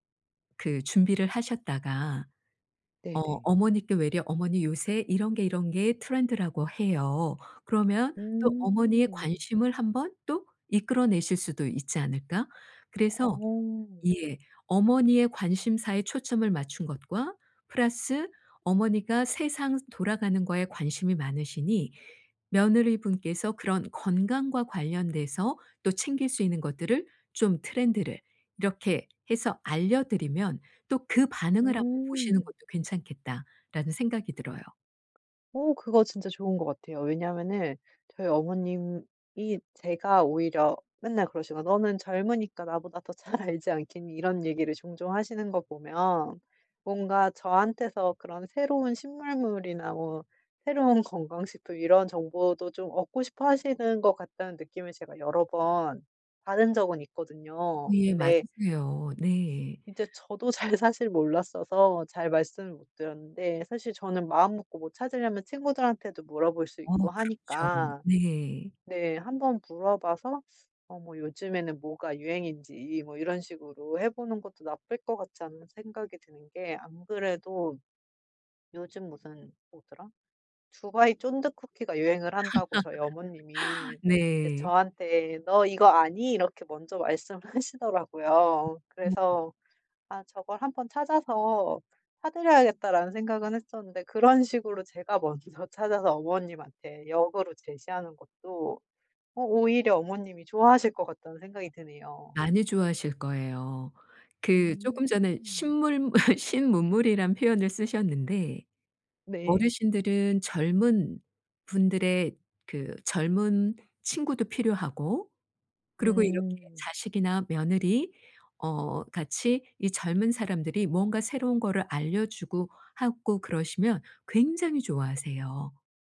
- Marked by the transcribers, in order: put-on voice: "트렌드라고"; other background noise; laughing while speaking: "잘 알지"; laughing while speaking: "잘"; laugh; laughing while speaking: "하시더라고요"; unintelligible speech; laughing while speaking: "먼저"; laughing while speaking: "신물물"
- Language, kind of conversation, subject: Korean, advice, 선물을 뭘 사야 할지 전혀 모르겠는데, 아이디어를 좀 도와주실 수 있나요?